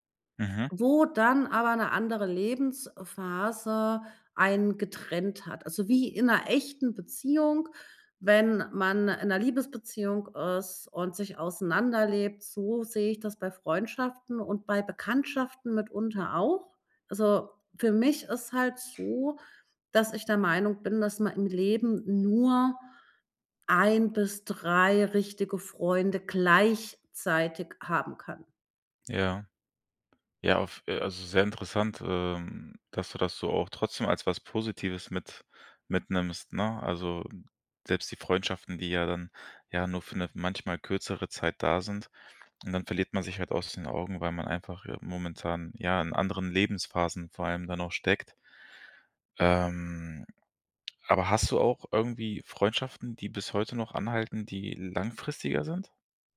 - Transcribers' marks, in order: stressed: "gleichzeitig"
- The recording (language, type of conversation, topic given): German, podcast, Wie baust du langfristige Freundschaften auf, statt nur Bekanntschaften?
- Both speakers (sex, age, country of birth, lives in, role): female, 40-44, Germany, Germany, guest; male, 25-29, Germany, Germany, host